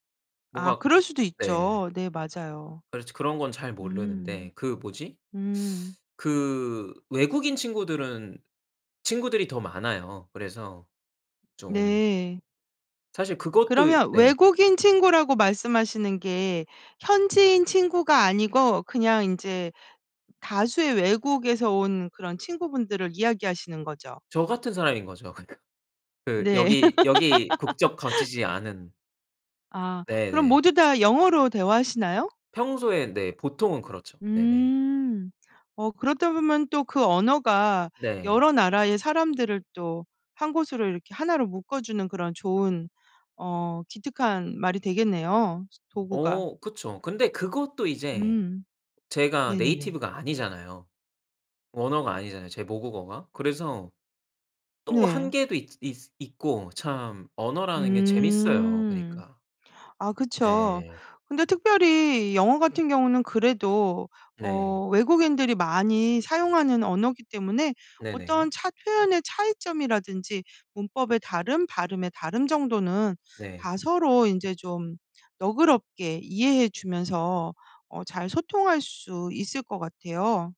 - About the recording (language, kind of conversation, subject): Korean, podcast, 언어가 당신에게 어떤 의미인가요?
- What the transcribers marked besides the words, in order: teeth sucking; other background noise; laughing while speaking: "그러니까"; laugh; tapping; in English: "네이티브가"